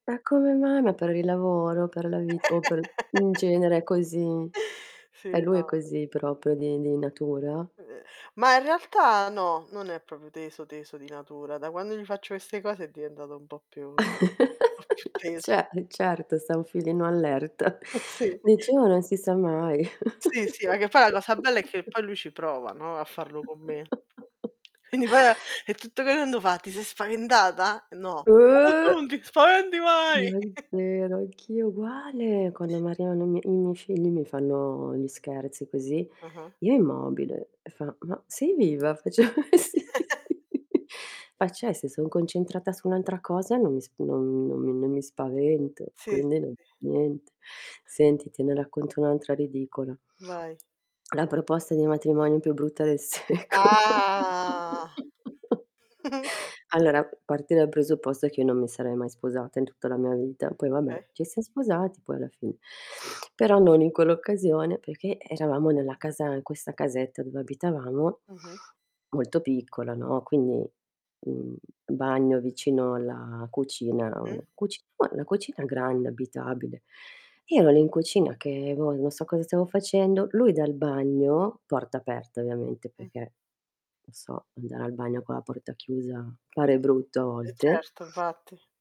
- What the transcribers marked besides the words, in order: other background noise; laugh; distorted speech; "proprio" said as "propio"; laugh; laughing while speaking: "po' più teso"; static; chuckle; laughing while speaking: "Sì"; chuckle; tapping; unintelligible speech; drawn out: "Oh!"; put-on voice: "Fa: Ma tu non ti spaventI mai!"; chuckle; laughing while speaking: "E sì"; chuckle; laughing while speaking: "secolo"; chuckle; drawn out: "Ah"; mechanical hum; giggle; "Okay" said as "kay"
- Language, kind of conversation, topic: Italian, unstructured, Che cosa ti fa sorridere quando pensi alla persona che ami?